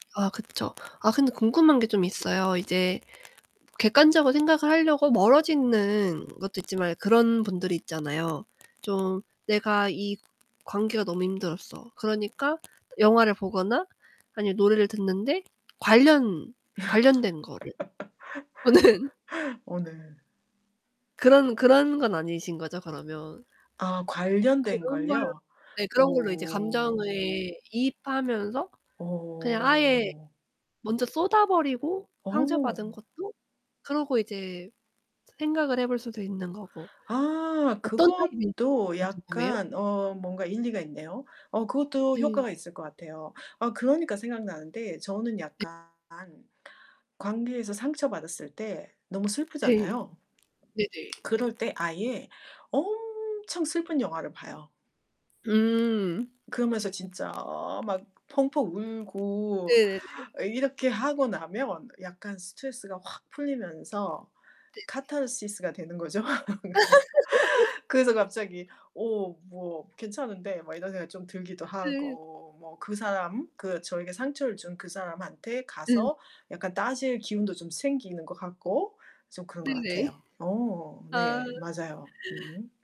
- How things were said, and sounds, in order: distorted speech; other background noise; laugh; laughing while speaking: "보는"; background speech; unintelligible speech; static; drawn out: "엄청"; laugh; laughing while speaking: "그래서"; laugh
- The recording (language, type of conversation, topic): Korean, podcast, 관계에서 상처를 받았을 때는 어떻게 회복하시나요?